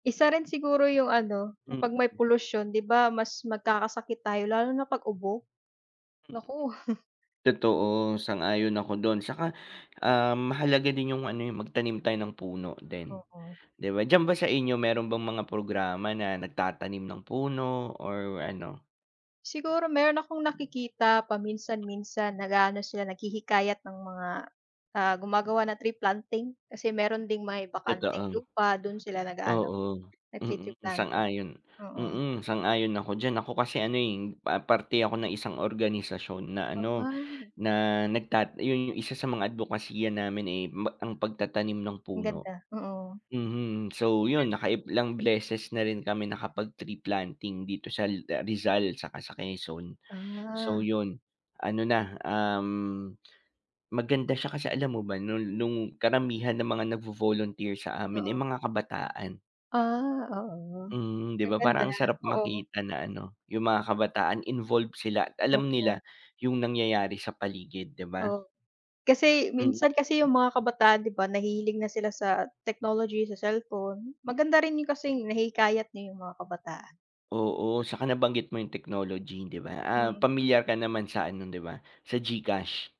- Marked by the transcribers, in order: chuckle
- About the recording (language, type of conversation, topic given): Filipino, unstructured, Bakit mahalaga ang pagtatanim ng puno sa ating paligid?
- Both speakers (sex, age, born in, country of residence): female, 25-29, Philippines, Philippines; male, 25-29, Philippines, Philippines